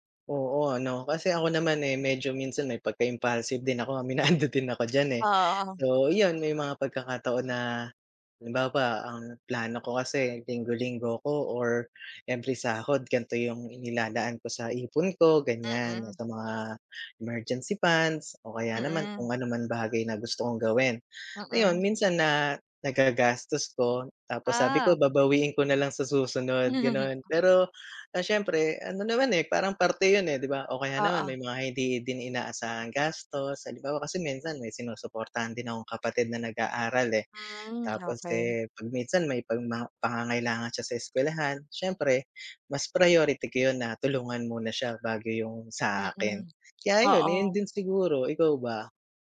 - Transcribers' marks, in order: laughing while speaking: "aminado"; tapping; other background noise; laughing while speaking: "Hmm"
- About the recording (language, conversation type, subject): Filipino, unstructured, Ano ang paborito mong paraan ng pag-iipon?